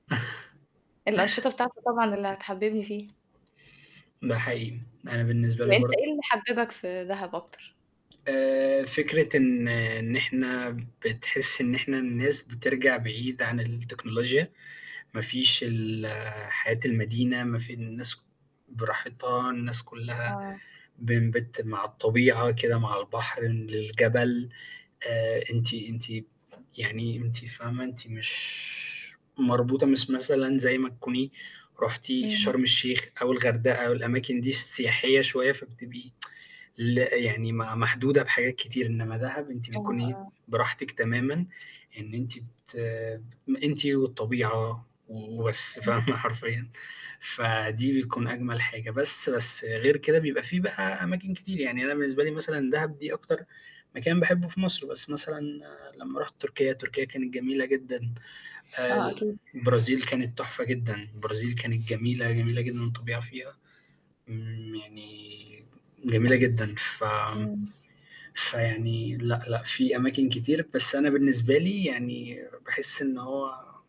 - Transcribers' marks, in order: chuckle; static; other background noise; unintelligible speech; tsk; laughing while speaking: "فاهمة حرفيًا"
- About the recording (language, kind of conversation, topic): Arabic, unstructured, إيه أجمل مكان زرته في رحلاتك؟
- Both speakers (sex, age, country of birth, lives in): female, 25-29, Egypt, Egypt; male, 25-29, Egypt, Egypt